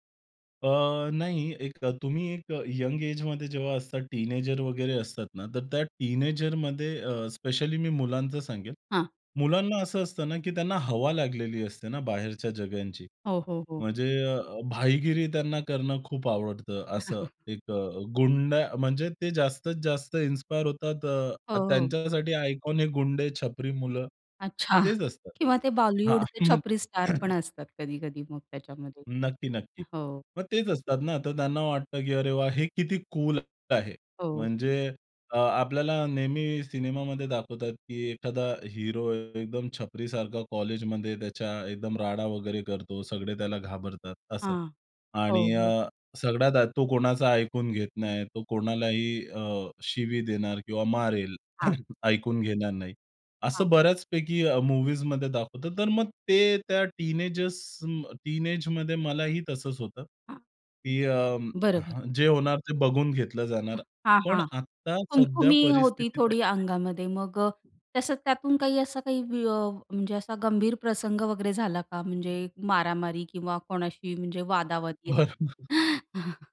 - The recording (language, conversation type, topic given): Marathi, podcast, वाद सुरू झाला की तुम्ही आधी बोलता की आधी ऐकता?
- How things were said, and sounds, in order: in English: "एजमध्ये"; in Hindi: "भाईगिरी"; chuckle; in English: "आयकॉन"; throat clearing; throat clearing; other noise; other background noise; laughing while speaking: "बरोबर"; chuckle